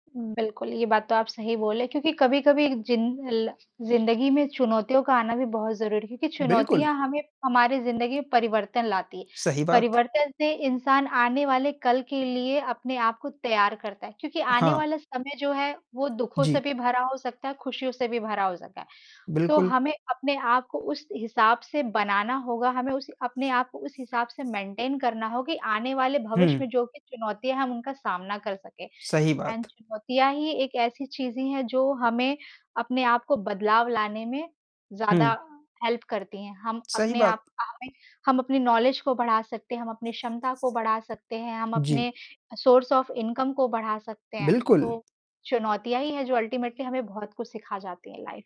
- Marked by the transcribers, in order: static; other background noise; tapping; distorted speech; in English: "मेंटेन"; in English: "एंड"; in English: "हेल्प"; in English: "नॉलेज"; in English: "सोर्स ऑफ इनकम"; in English: "अल्टीमेटली"; in English: "लाइफ"
- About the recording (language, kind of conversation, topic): Hindi, unstructured, आपको अपने काम का सबसे मज़ेदार हिस्सा क्या लगता है?
- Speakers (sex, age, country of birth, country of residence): female, 30-34, India, India; male, 55-59, India, India